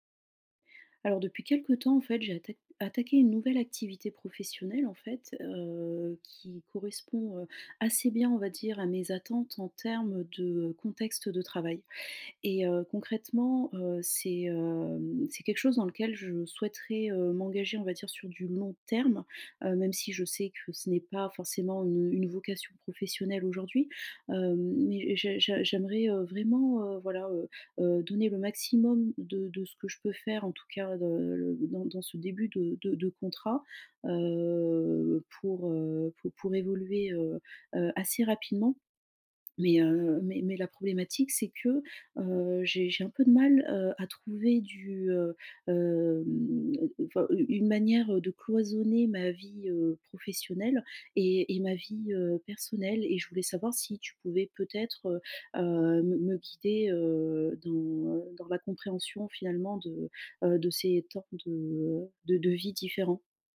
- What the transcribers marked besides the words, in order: drawn out: "hem"; stressed: "terme"; other background noise; drawn out: "hem"
- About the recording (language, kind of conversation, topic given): French, advice, Comment puis-je mieux séparer mon temps de travail de ma vie personnelle ?